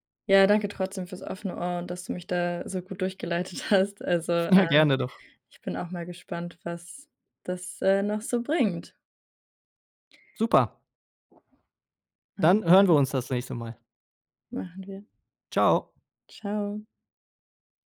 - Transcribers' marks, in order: laughing while speaking: "durchgeleitet hast"; joyful: "Ja, gerne doch"; unintelligible speech
- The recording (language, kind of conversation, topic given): German, advice, Warum fällt es mir schwer, Kritik gelassen anzunehmen, und warum werde ich sofort defensiv?